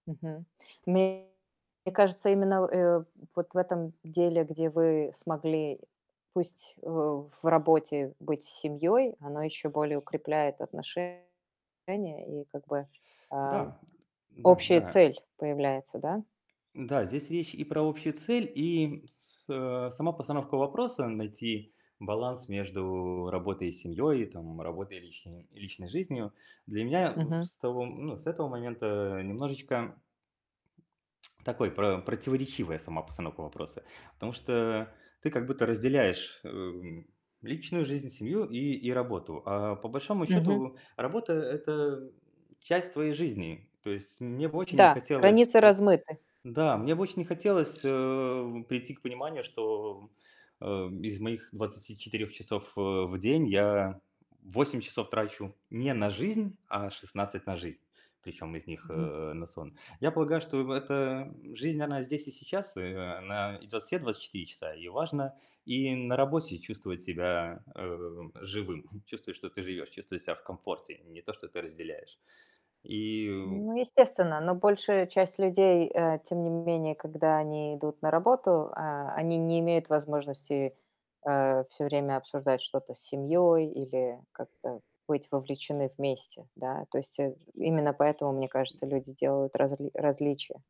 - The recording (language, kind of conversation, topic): Russian, podcast, Как найти баланс между работой и семейной жизнью?
- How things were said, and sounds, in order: distorted speech; static; other background noise; tapping; chuckle